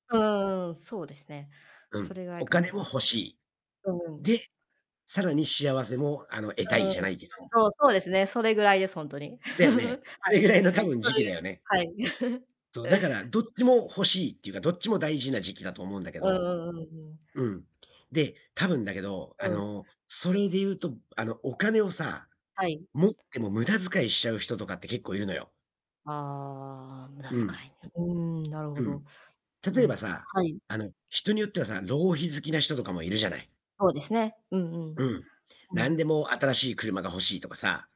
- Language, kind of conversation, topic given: Japanese, unstructured, お金と幸せ、どちらがより大切だと思いますか？
- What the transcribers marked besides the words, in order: chuckle; distorted speech; chuckle; other background noise; tapping